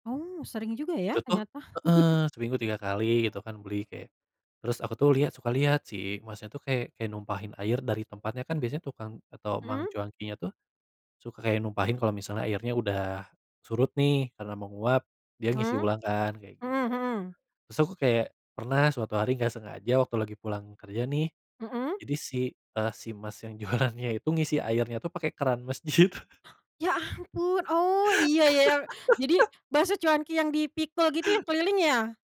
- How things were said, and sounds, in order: chuckle; laughing while speaking: "jualannya"; laugh; surprised: "Ya ampun!"; laugh
- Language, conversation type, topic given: Indonesian, unstructured, Bagaimana kamu meyakinkan teman agar tidak jajan sembarangan?